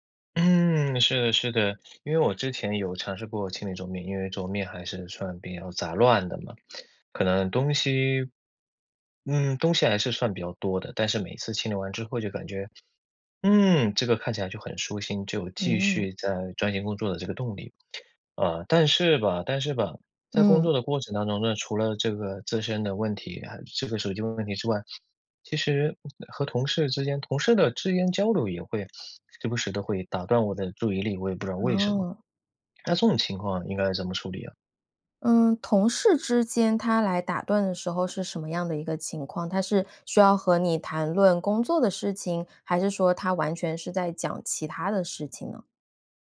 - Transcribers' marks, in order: trusting: "嗯"; other background noise
- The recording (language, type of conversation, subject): Chinese, advice, 我在工作中总是容易分心、无法专注，该怎么办？